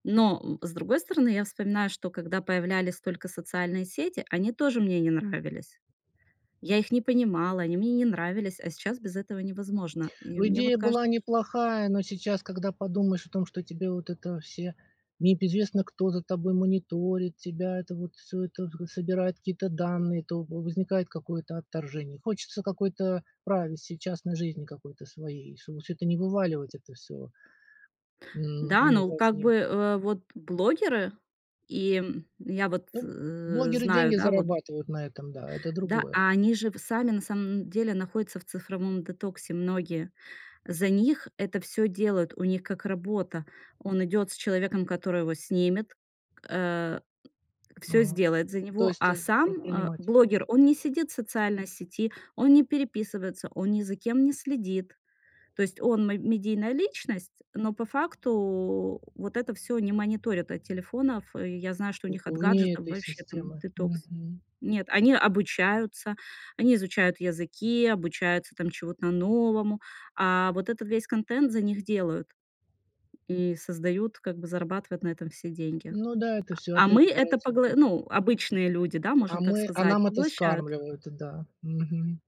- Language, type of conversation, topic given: Russian, podcast, Что вы думаете о цифровом детоксе и как его организовать?
- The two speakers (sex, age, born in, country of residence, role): female, 40-44, Ukraine, France, guest; male, 60-64, Russia, United States, host
- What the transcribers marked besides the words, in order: in English: "privacy"; tapping